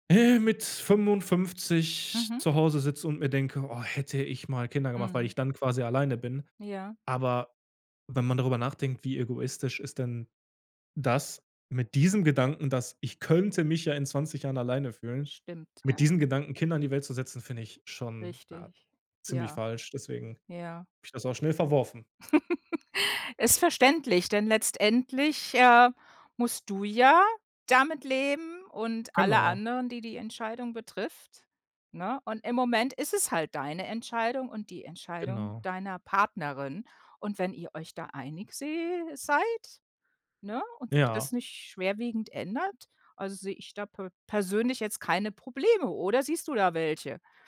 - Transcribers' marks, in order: stressed: "diesem"; stressed: "könnte"; other background noise; chuckle
- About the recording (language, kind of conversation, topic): German, podcast, Wie kann man Karriere und Familienleben gegeneinander abwägen?